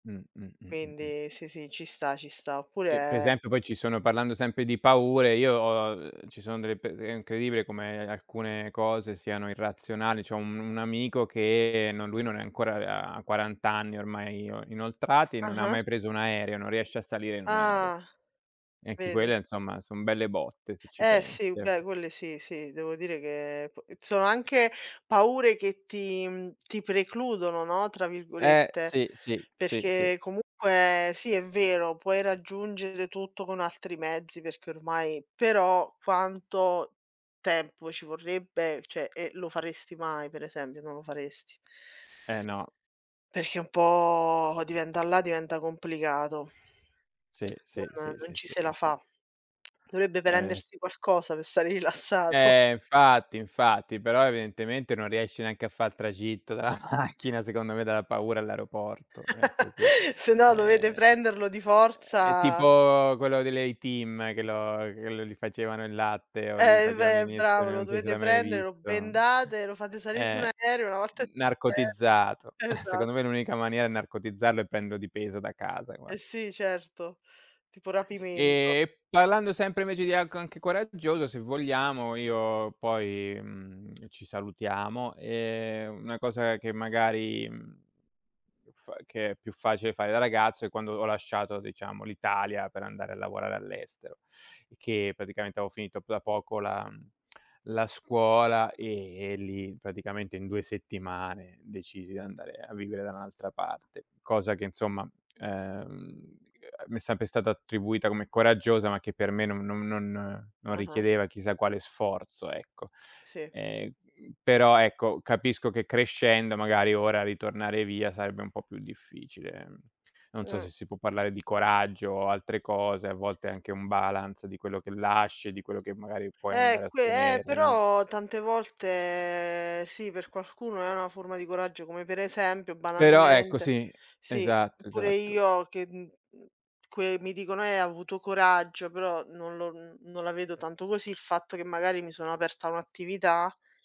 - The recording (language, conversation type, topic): Italian, unstructured, Qual è stato un momento in cui hai dovuto essere coraggioso?
- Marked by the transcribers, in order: "cioè" said as "ceh"; tapping; laughing while speaking: "per stare rilassato"; other background noise; laughing while speaking: "dalla macchina"; chuckle; chuckle; unintelligible speech; "avevo" said as "aveo"; in English: "balance"